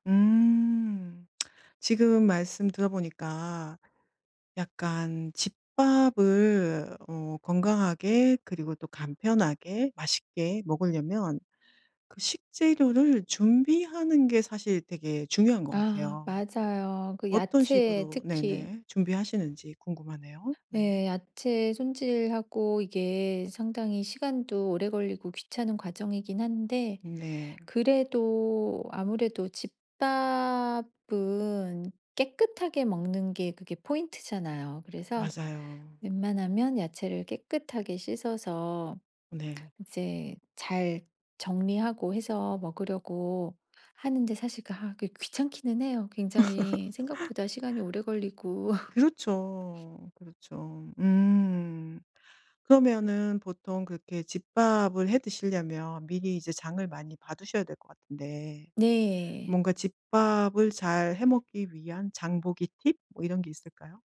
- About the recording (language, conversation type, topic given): Korean, podcast, 평소 즐겨 먹는 집밥 메뉴는 뭐가 있나요?
- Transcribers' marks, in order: tsk; other background noise; laugh; laugh; tapping